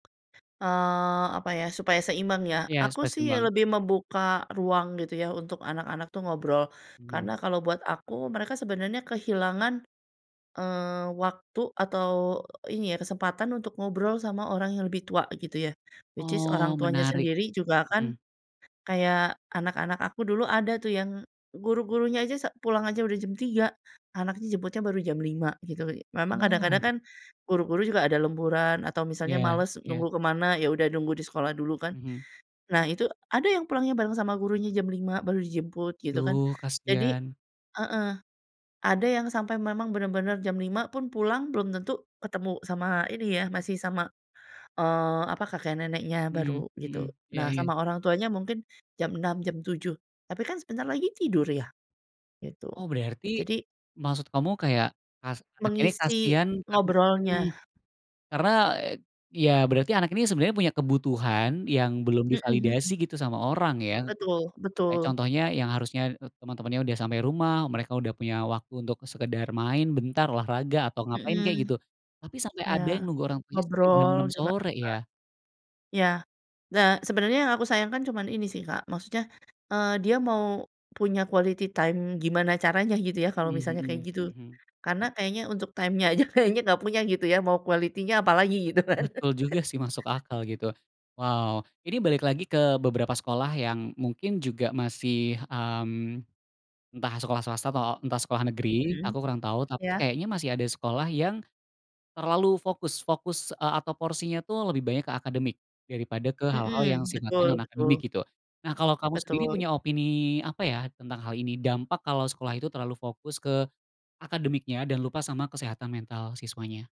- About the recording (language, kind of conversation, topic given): Indonesian, podcast, Gimana sekolah bisa menyeimbangkan akademik dan kesejahteraan siswa?
- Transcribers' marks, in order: tapping; in English: "Which is"; in English: "quality time"; in English: "time-nya"; laughing while speaking: "aja"; in English: "quality-nya"; laughing while speaking: "gitu kan?"; chuckle